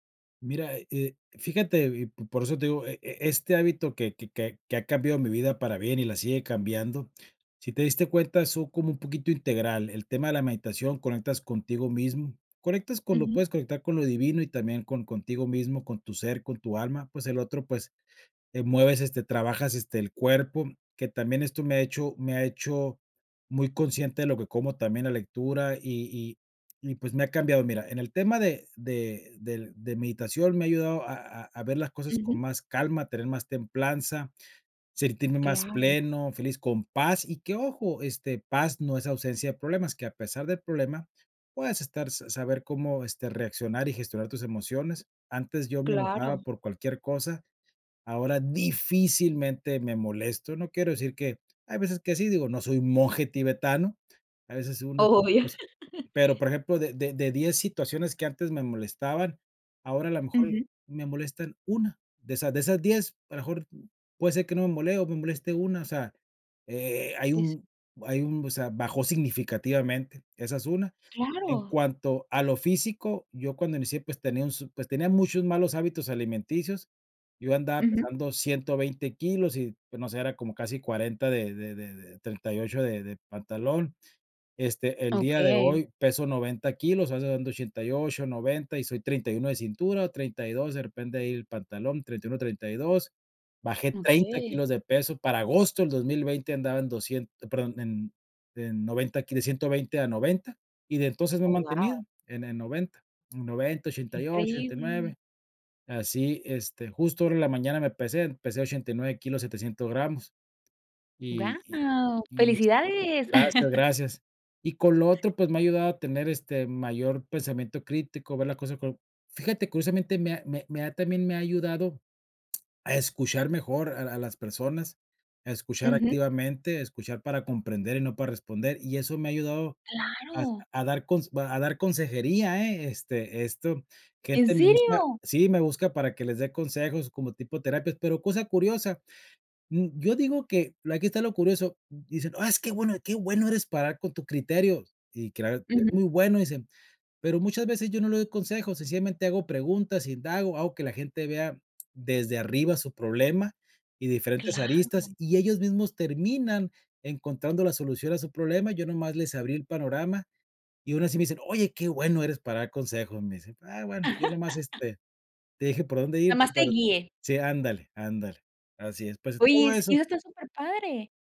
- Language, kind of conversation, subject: Spanish, podcast, ¿Qué hábito pequeño te ayudó a cambiar para bien?
- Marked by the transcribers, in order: stressed: "difícilmente"; chuckle; other noise; surprised: "¡Guau"; chuckle; tongue click; surprised: "¡¿En serio?!"; laugh